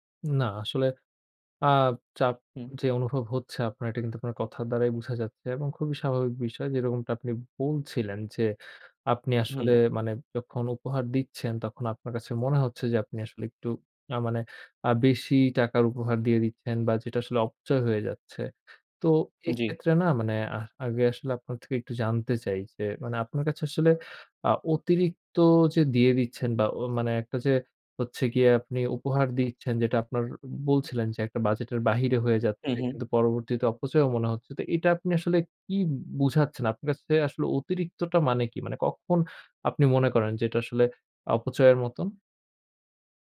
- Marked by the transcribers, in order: none
- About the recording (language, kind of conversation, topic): Bengali, advice, উপহার দিতে গিয়ে আপনি কীভাবে নিজেকে অতিরিক্ত খরচে ফেলেন?